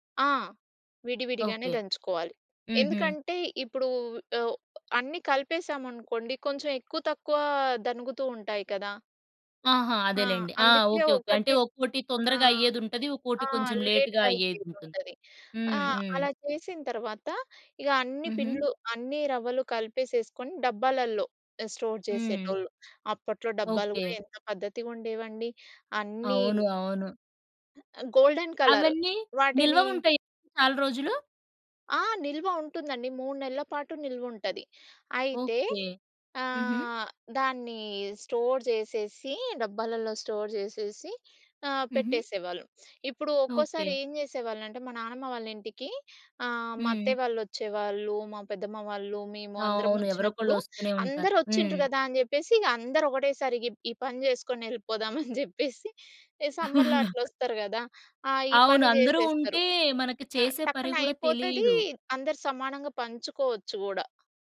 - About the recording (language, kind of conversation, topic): Telugu, podcast, మీ కుటుంబ వారసత్వాన్ని భవిష్యత్తు తరాలకు ఎలా నిలిపి ఉంచాలని మీరు అనుకుంటున్నారు?
- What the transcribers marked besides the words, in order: in English: "లేట్‌గా"; other background noise; in English: "స్టోర్"; other noise; in English: "గోల్డెన్ కలర్"; in English: "స్టోర్"; in English: "స్టోర్"; laughing while speaking: "జెప్పేసి"; giggle; in English: "సమ్మర్‌లో"; "పని" said as "పరి"